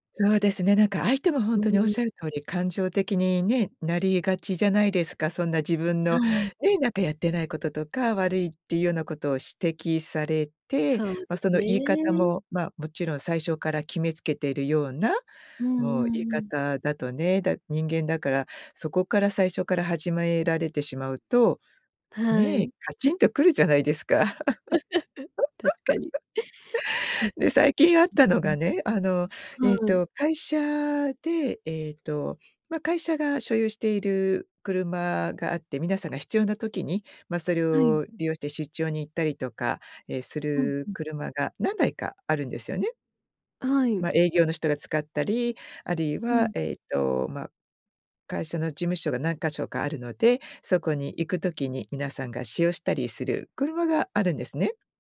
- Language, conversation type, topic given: Japanese, podcast, 相手を責めずに伝えるには、どう言えばいいですか？
- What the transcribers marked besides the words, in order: laugh; other noise